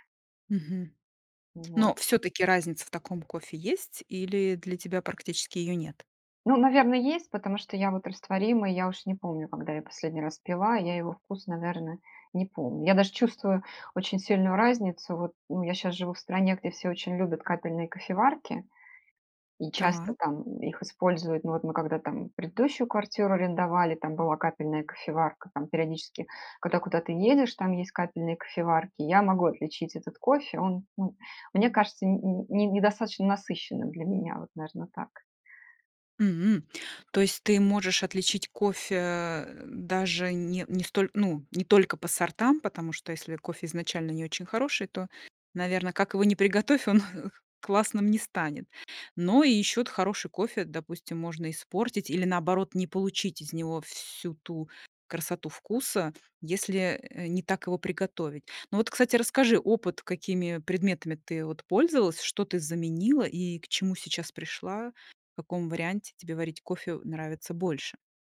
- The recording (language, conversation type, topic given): Russian, podcast, Как выглядит твой утренний ритуал с кофе или чаем?
- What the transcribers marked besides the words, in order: tapping